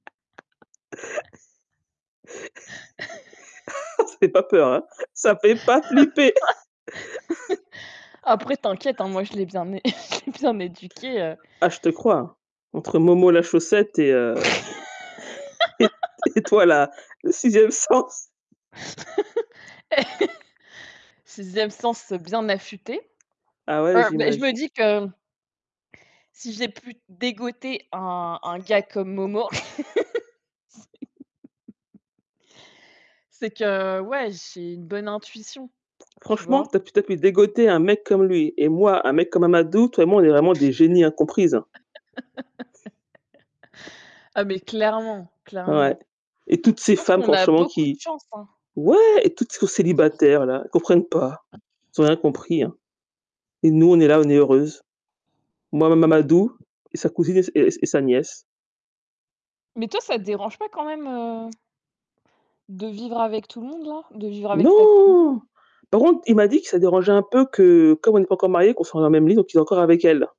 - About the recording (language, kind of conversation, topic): French, unstructured, Qu’est-ce qui te rend heureux au quotidien ?
- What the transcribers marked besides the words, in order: laugh; chuckle; chuckle; tapping; other background noise; chuckle; laugh; chuckle; laughing while speaking: "le sixième sens"; chuckle; laughing while speaking: "Eh"; chuckle; laugh; laugh; distorted speech; static; unintelligible speech